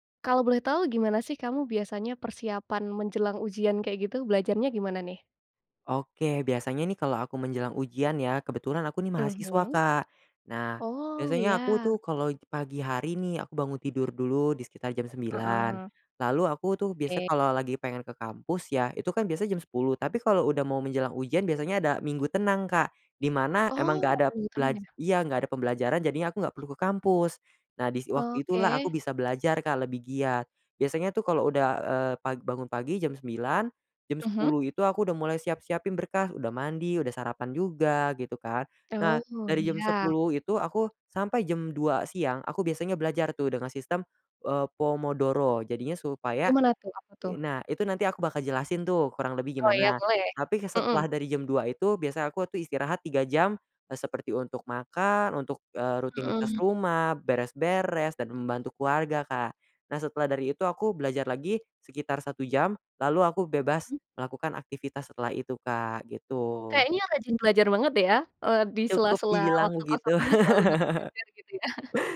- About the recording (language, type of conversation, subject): Indonesian, podcast, Bagaimana biasanya kamu belajar saat sedang mempersiapkan ujian penting?
- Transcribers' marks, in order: other background noise; unintelligible speech; laugh; chuckle